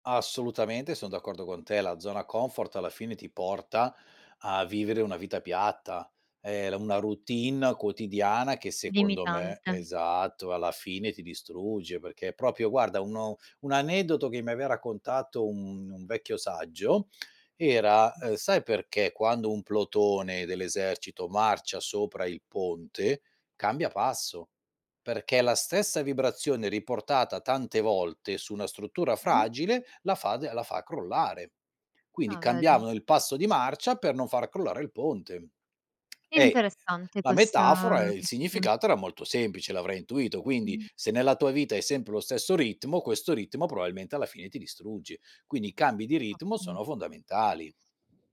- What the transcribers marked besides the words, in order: "proprio" said as "propio"; unintelligible speech
- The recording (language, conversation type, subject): Italian, podcast, Hai mai cambiato lavoro o città e poi non ti sei più voltato indietro?